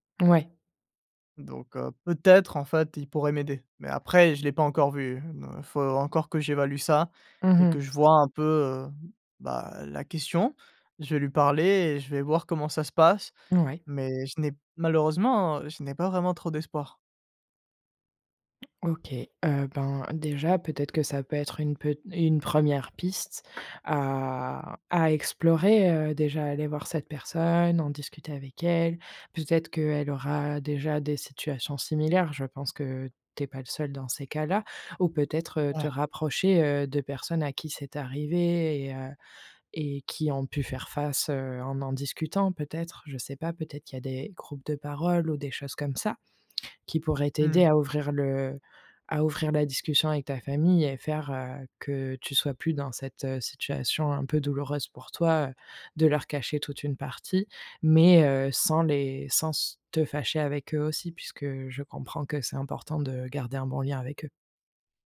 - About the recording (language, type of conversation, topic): French, advice, Pourquoi caches-tu ton identité pour plaire à ta famille ?
- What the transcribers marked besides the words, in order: other background noise; tapping